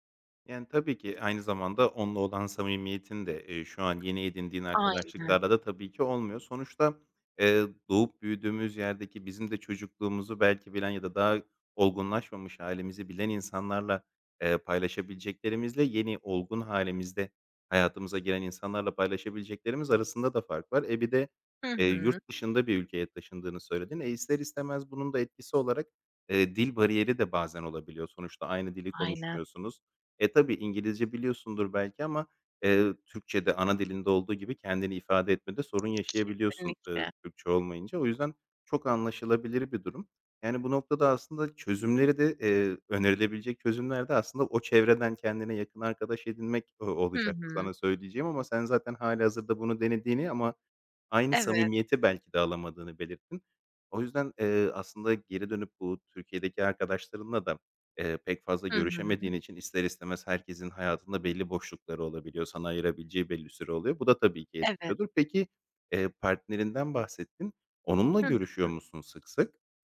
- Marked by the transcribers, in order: other background noise; tapping
- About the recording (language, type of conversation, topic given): Turkish, advice, Ailenden ve arkadaşlarından uzakta kalınca ev özlemiyle nasıl baş ediyorsun?